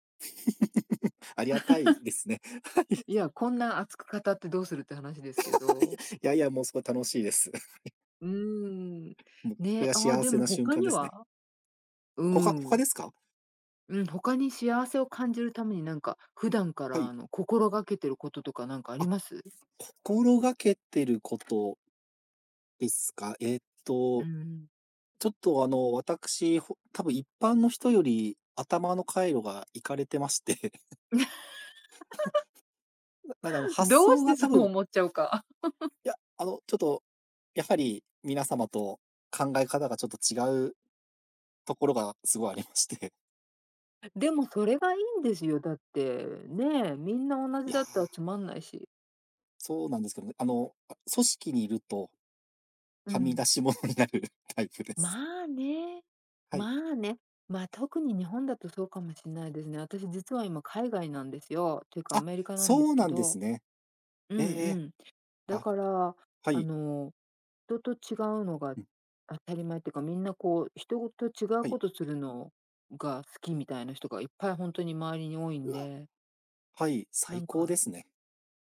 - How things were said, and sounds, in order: laugh; other background noise; laugh; laughing while speaking: "はい"; laugh; laughing while speaking: "いや"; chuckle; laugh; chuckle; laughing while speaking: "そう思っちゃうか"; laugh; laughing while speaking: "すごいありまして"; tapping; laughing while speaking: "はみ出し物になるタイプです"
- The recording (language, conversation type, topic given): Japanese, unstructured, 幸せを感じるのはどんなときですか？